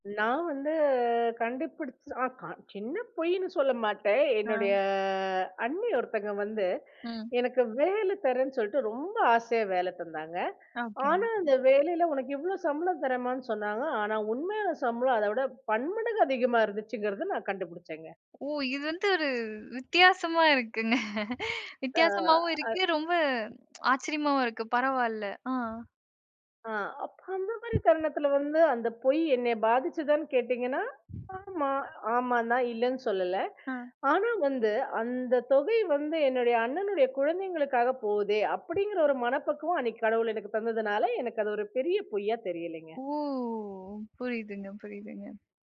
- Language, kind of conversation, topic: Tamil, podcast, மிதமான சின்ன பொய்கள் பற்றி உங்கள் பார்வை என்ன?
- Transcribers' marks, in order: drawn out: "வந்து"; drawn out: "என்னுடைய"; chuckle; tsk; other noise; wind